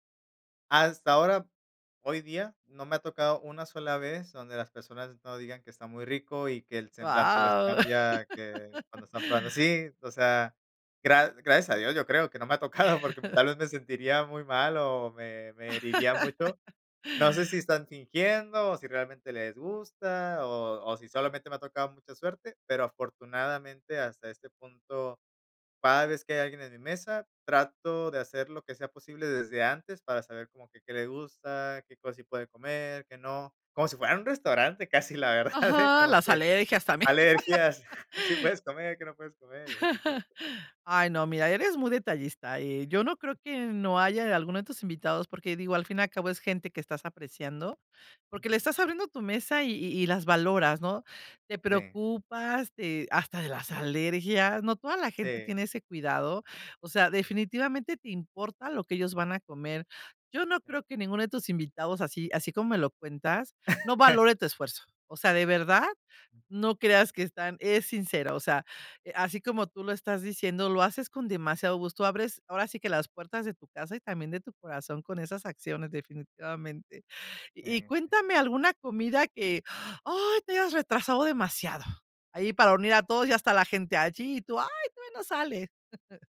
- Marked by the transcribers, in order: laugh; laughing while speaking: "tocado"; chuckle; laugh; laughing while speaking: "la verdad, ¿eh?"; laughing while speaking: "también"; laugh; chuckle; chuckle; put-on voice: "¡Ay, todavía no sale!"; chuckle
- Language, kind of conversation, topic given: Spanish, podcast, ¿Qué papel juegan las comidas compartidas en unir a la gente?